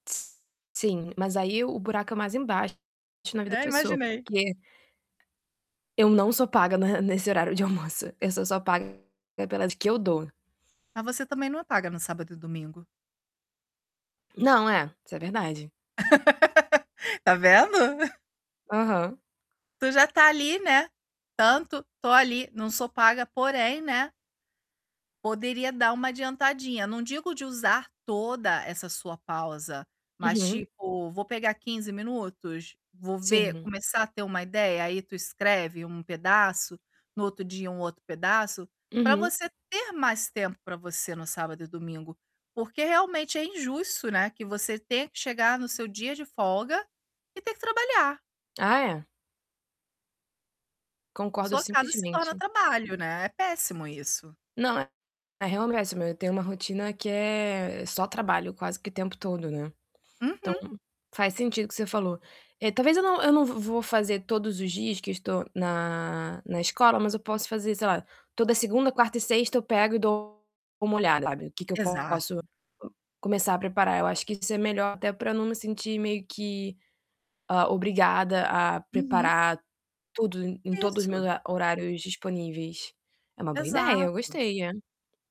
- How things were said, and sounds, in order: other background noise; static; distorted speech; tapping; laugh; chuckle; unintelligible speech
- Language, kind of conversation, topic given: Portuguese, advice, Como posso equilibrar meu trabalho com o tempo dedicado a hobbies criativos?